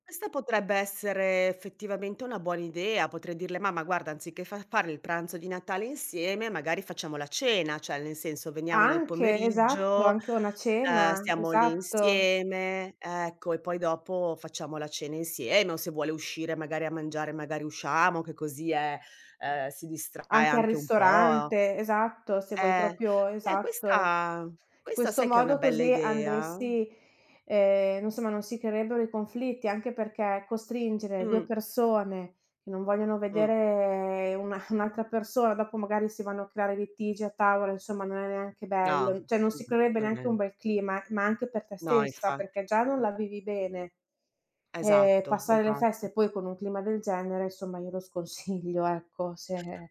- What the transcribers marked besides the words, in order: tapping; "cioè" said as "ceh"; "proprio" said as "propio"; "Cioè" said as "ceh"; other background noise; drawn out: "vedere"; "cioè" said as "ceh"
- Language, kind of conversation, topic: Italian, advice, Come posso gestire i conflitti durante le feste legati alla scelta del programma e alle tradizioni familiari?